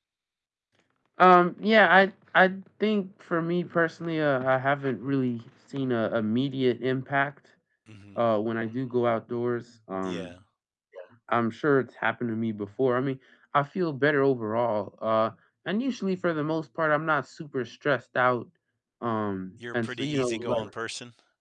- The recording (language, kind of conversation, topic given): English, unstructured, What is your favorite way to enjoy time outdoors?
- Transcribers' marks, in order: other background noise; background speech; distorted speech